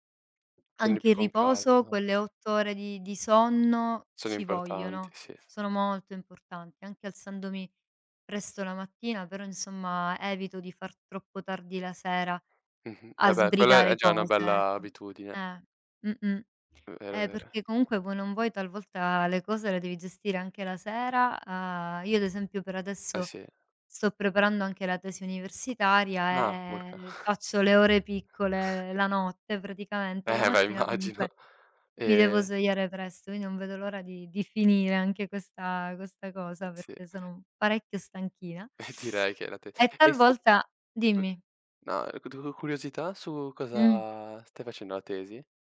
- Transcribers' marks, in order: tapping; drawn out: "molto"; other background noise; drawn out: "e"; chuckle; laughing while speaking: "immagino"; laughing while speaking: "E direi"; teeth sucking
- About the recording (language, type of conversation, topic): Italian, unstructured, Cosa fai quando ti senti molto stressato o sopraffatto?